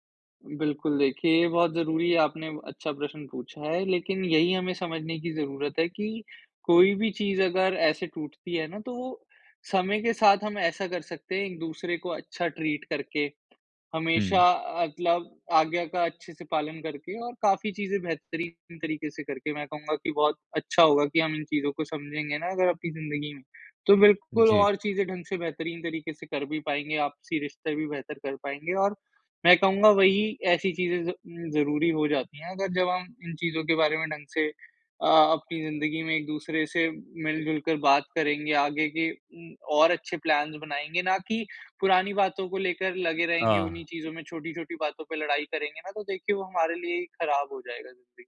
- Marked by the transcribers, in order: in English: "ट्रीट"; in English: "प्लान्स"
- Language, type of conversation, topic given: Hindi, podcast, टूटे हुए पुराने रिश्तों को फिर से जोड़ने का रास्ता क्या हो सकता है?